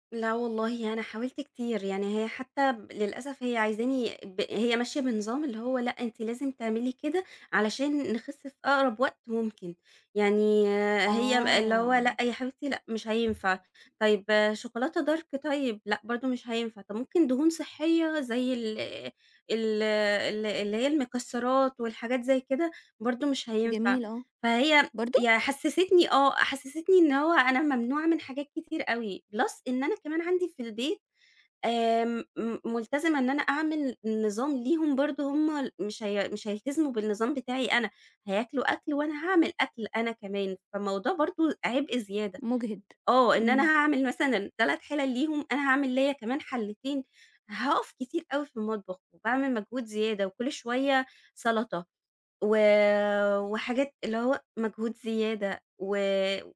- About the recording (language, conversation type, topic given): Arabic, advice, إزاي أبدأ خطة أكل صحية عشان أخس؟
- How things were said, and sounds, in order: in English: "dark"; in English: "Plus"